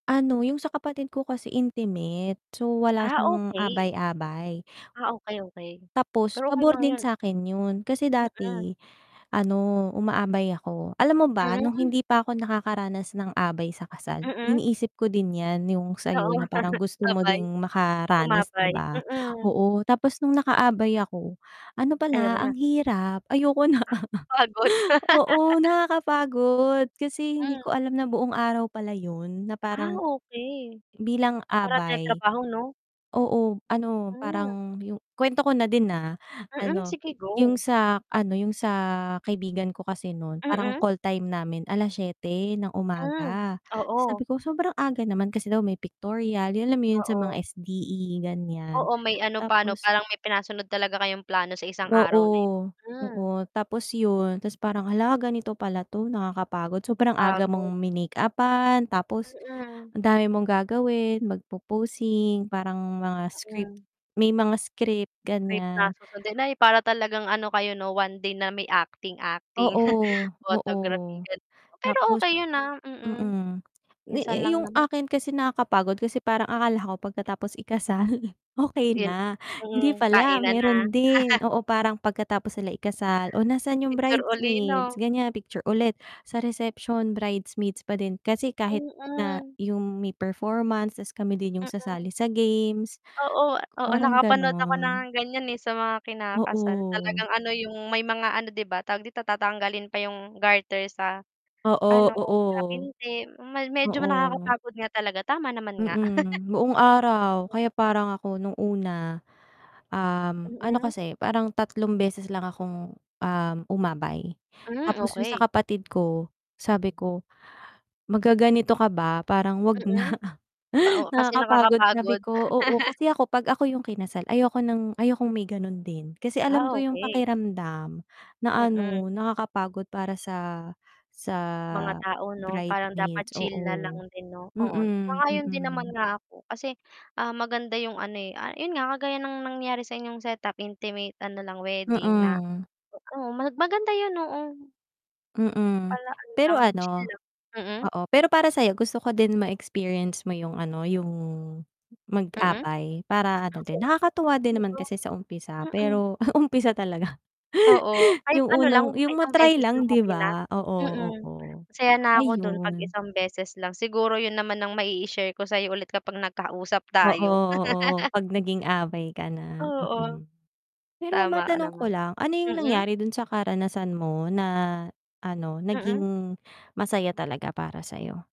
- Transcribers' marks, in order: distorted speech; static; tapping; other background noise; chuckle; laugh; tongue click; unintelligible speech; chuckle; chuckle; laugh; laugh; chuckle; chuckle; "sa" said as "bridemaid"; unintelligible speech; laugh; laugh
- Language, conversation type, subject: Filipino, unstructured, Ano ang pinakamasayang karanasan mo noong nakaraang taon?